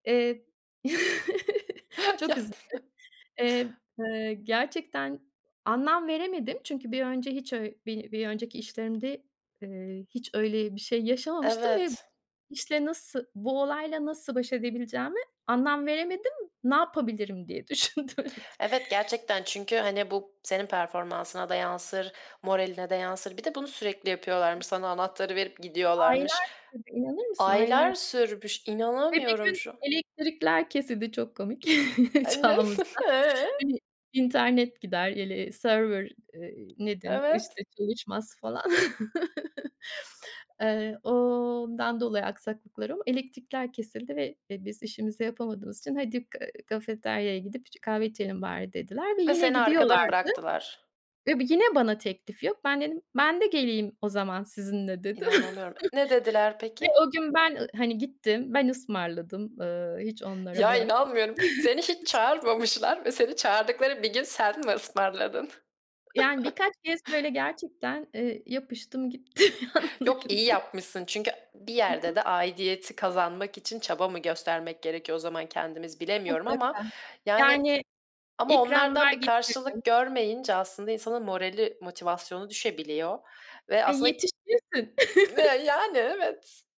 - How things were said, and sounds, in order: chuckle; unintelligible speech; laughing while speaking: "düşündüm hep"; chuckle; laughing while speaking: "çağımızda"; chuckle; other background noise; unintelligible speech; chuckle; drawn out: "ondan"; tapping; unintelligible speech; chuckle; chuckle; chuckle; laughing while speaking: "gittim yanlarına"; chuckle
- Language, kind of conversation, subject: Turkish, podcast, İnsanların aidiyet hissini artırmak için neler önerirsiniz?
- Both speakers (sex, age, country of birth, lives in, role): female, 20-24, United Arab Emirates, Germany, host; female, 50-54, Turkey, Spain, guest